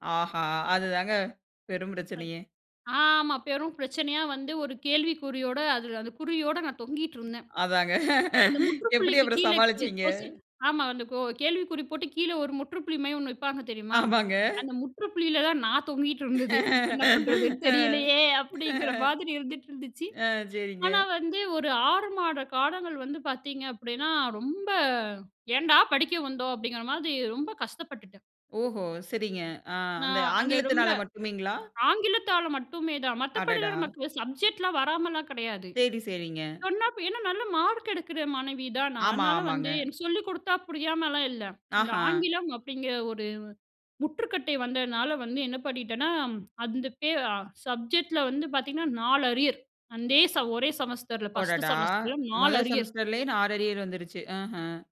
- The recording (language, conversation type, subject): Tamil, podcast, உங்கள் கல்வி பயணத்தை ஒரு கதையாகச் சொன்னால் எப்படி ஆரம்பிப்பீர்கள்?
- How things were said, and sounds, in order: unintelligible speech; other background noise; chuckle; laughing while speaking: "எப்படி அப்பறம் சமாளிச்சிங்க?"; tapping; laughing while speaking: "ஆமாங்க"; laugh